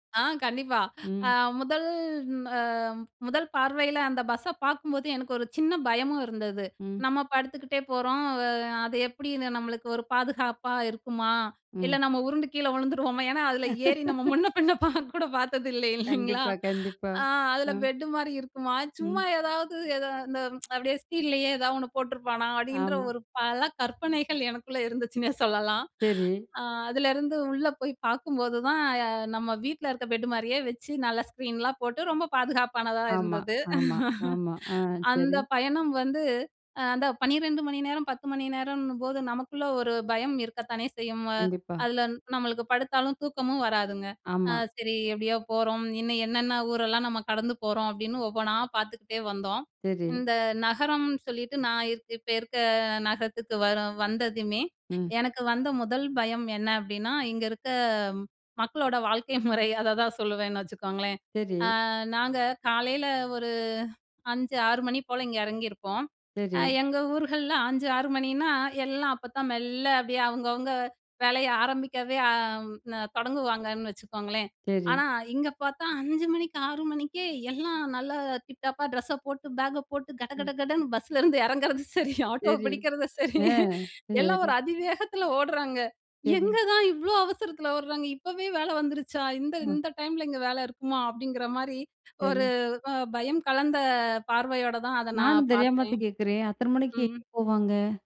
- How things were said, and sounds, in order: laugh; laughing while speaking: "நம்ம முன்ன பின்ன கூட பாக்க பாத்தது இல்ல இல்லிங்களா ?"; tsk; chuckle; chuckle; laughing while speaking: "மக்களோட வாழ்க்கை முறை அததான் சொல்லுவேன்னு வச்சுக்கோங்களேன்"; in English: "டிப் டாப்பா"; laughing while speaking: "கடகடகடன்னு பஸ்ஸுலருந்து இறங்குறதும் சரி, ஆட்டோ … இப்போவே வேல வந்துருச்சா ?"; laughing while speaking: "சரி. ஆ சரி"
- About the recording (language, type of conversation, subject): Tamil, podcast, மாற்றம் வரும்போது பயத்தைத் தாண்டி வந்த உங்கள் கதையைச் சொல்ல முடியுமா?